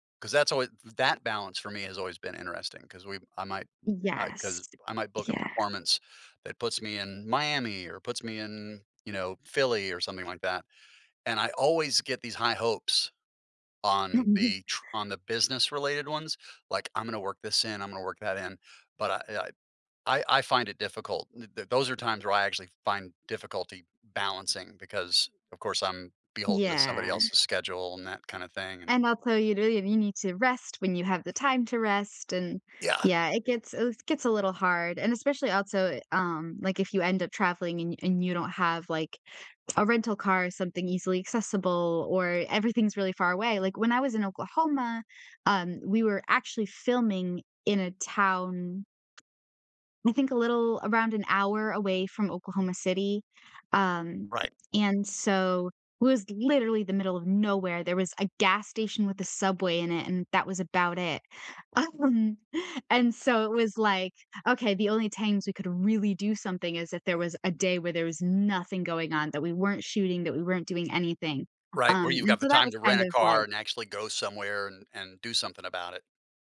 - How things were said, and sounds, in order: laughing while speaking: "Mhm"; drawn out: "Yeah"; other background noise; tapping; laughing while speaking: "Um"; stressed: "nothing"
- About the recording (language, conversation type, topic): English, unstructured, How do you balance planning and spontaneity on a trip?
- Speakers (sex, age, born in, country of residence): female, 25-29, United States, United States; male, 55-59, United States, United States